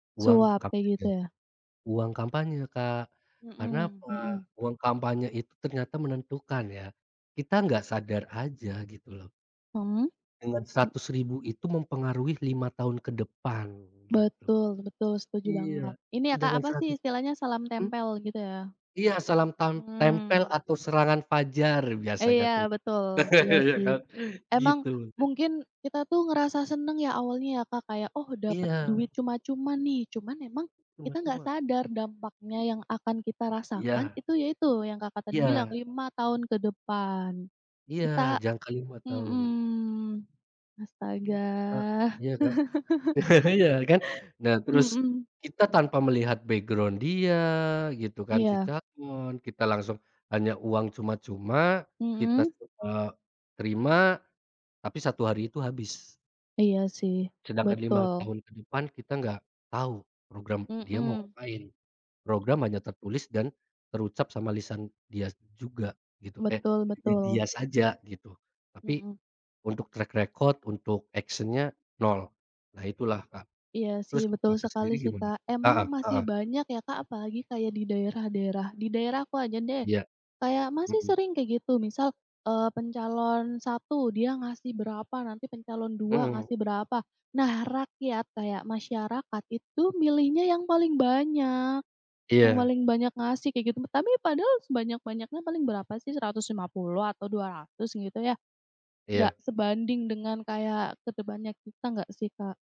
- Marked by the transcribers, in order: other background noise; laugh; laughing while speaking: "ya kan?"; unintelligible speech; drawn out: "mhm, astaga"; chuckle; laugh; in English: "background"; in English: "track record"; in English: "action-nya"
- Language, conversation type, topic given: Indonesian, unstructured, Bagaimana kamu menanggapi tindakan korupsi atau penipuan?
- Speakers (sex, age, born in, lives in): female, 40-44, Indonesia, Indonesia; male, 30-34, Indonesia, Indonesia